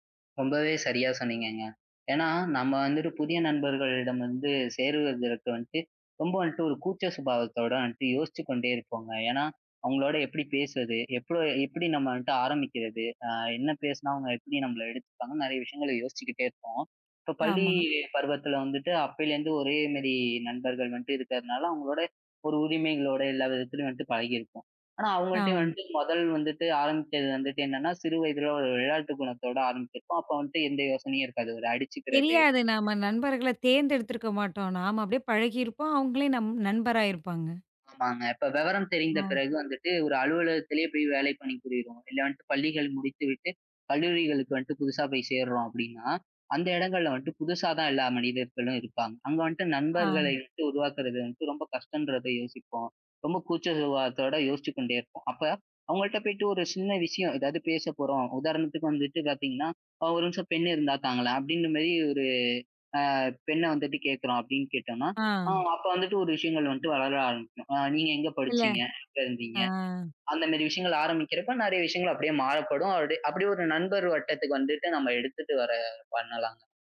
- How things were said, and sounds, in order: drawn out: "பள்ளி"; drawn out: "ஆ"; drawn out: "ஆ"
- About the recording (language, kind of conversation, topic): Tamil, podcast, புதிய நண்பர்களுடன் நெருக்கத்தை நீங்கள் எப்படிப் உருவாக்குகிறீர்கள்?